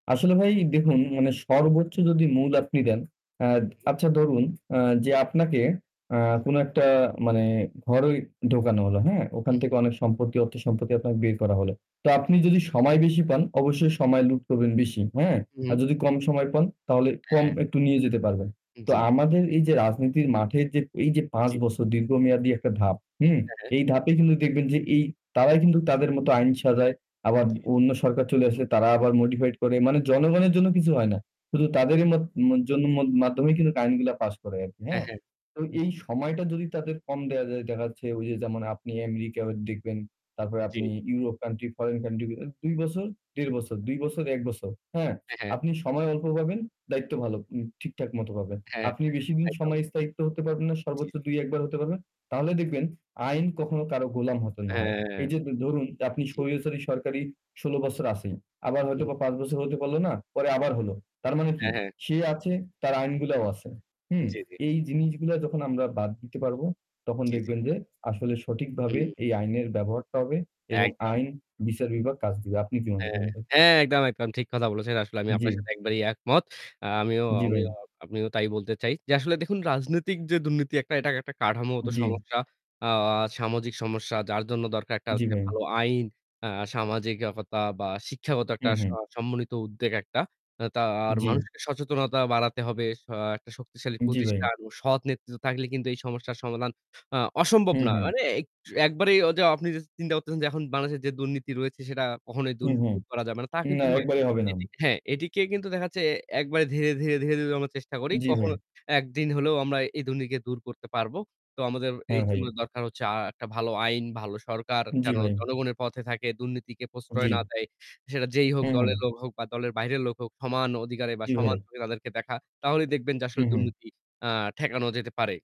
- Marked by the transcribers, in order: static; distorted speech; in English: "modified"; in English: "country, foreign country"; other background noise; "থাকলে" said as "তাক্লে"
- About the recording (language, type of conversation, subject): Bengali, unstructured, আপনার মতে রাজনীতিতে দুর্নীতি এত বেশি হওয়ার প্রধান কারণ কী?
- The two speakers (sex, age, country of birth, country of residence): male, 20-24, Bangladesh, Bangladesh; male, 20-24, Bangladesh, Bangladesh